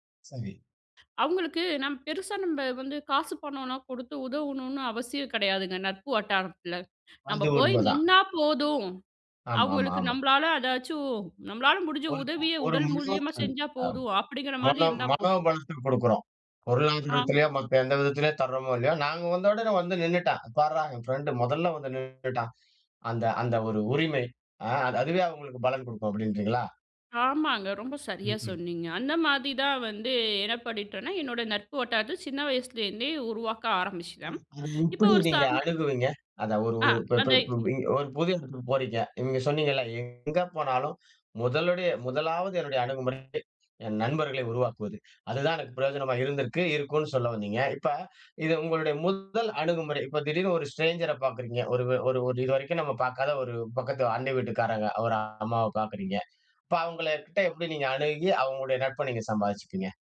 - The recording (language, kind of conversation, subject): Tamil, podcast, நீ நெருக்கமான நட்பை எப்படி வளர்த்துக் கொள்கிறாய்?
- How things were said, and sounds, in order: unintelligible speech; in English: "ஸ்ட்ரேஞ்சர"